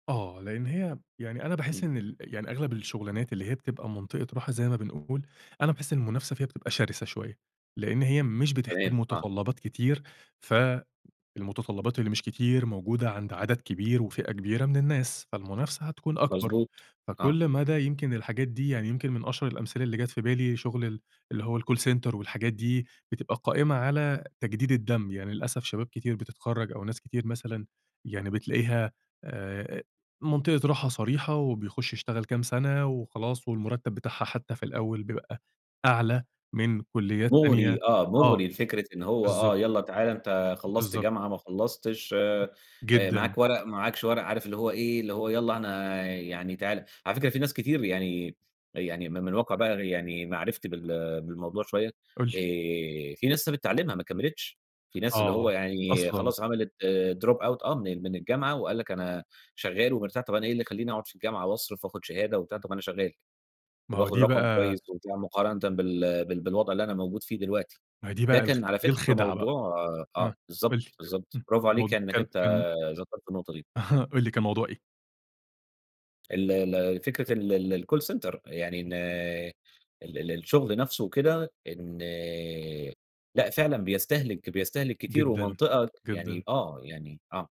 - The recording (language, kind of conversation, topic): Arabic, podcast, إيه اللي خلاك تغيّر مجالك المهني؟
- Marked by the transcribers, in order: in English: "الcall center"; tapping; in English: "drop out"; laugh; in English: "الcall center"